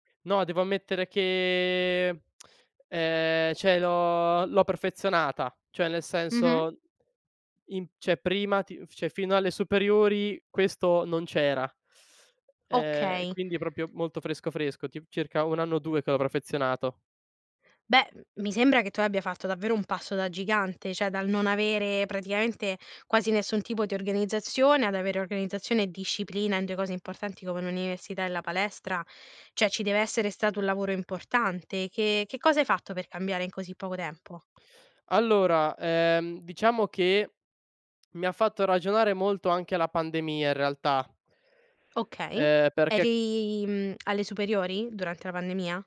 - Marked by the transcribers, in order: drawn out: "che"; tsk; "cioè" said as "ceh"; "cioè" said as "ceh"; "cioè" said as "ceh"; "proprio" said as "propio"; tapping; "cioè" said as "ceh"; "Cioè" said as "ceh"
- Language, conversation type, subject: Italian, podcast, Come mantieni la motivazione nel lungo periodo?